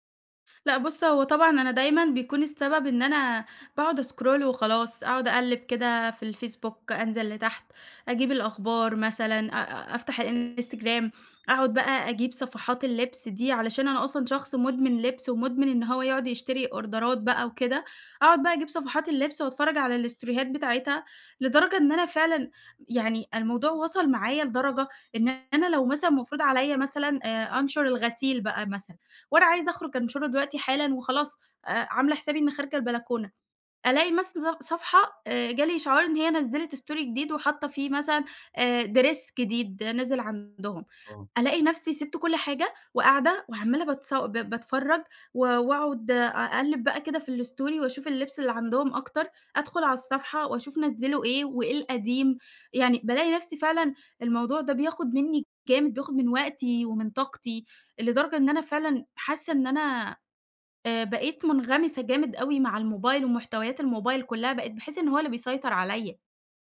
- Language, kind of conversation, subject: Arabic, advice, إزاي الموبايل والسوشيال ميديا بيشتتوا انتباهك طول الوقت؟
- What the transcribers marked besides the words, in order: other background noise; in English: "أسكرول"; in English: "أوردرات"; in English: "الستوريهات"; in English: "استوري"; in English: "Dress"; in English: "الستوري"